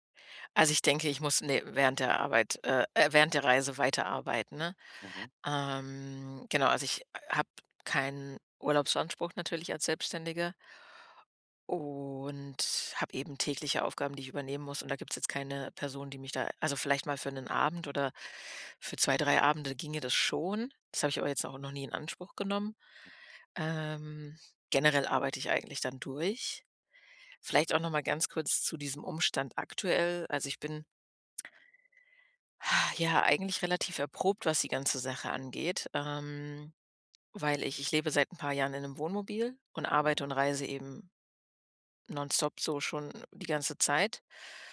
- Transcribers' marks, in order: other background noise; sigh
- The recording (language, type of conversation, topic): German, advice, Wie plane ich eine Reise stressfrei und ohne Zeitdruck?